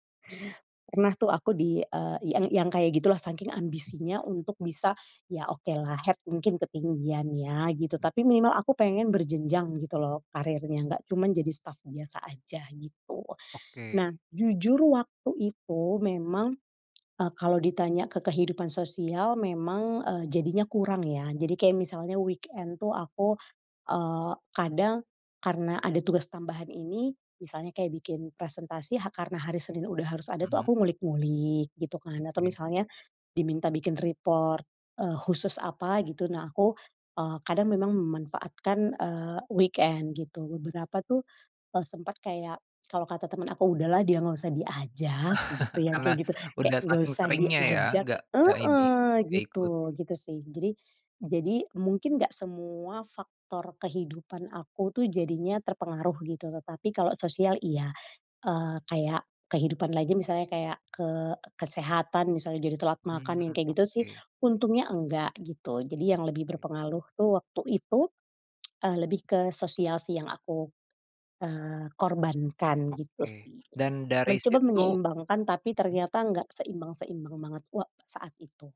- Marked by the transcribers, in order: in English: "head"; in English: "weekend"; in English: "report"; in English: "weekend"; tongue click; chuckle; tsk
- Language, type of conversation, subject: Indonesian, podcast, Bagaimana kita menyeimbangkan ambisi dan kualitas hidup saat mengejar kesuksesan?